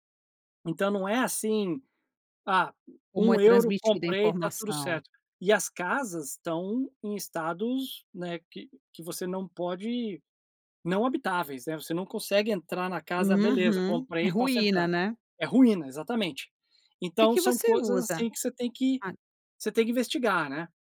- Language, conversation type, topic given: Portuguese, podcast, Como você encontra informações confiáveis na internet?
- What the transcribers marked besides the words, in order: none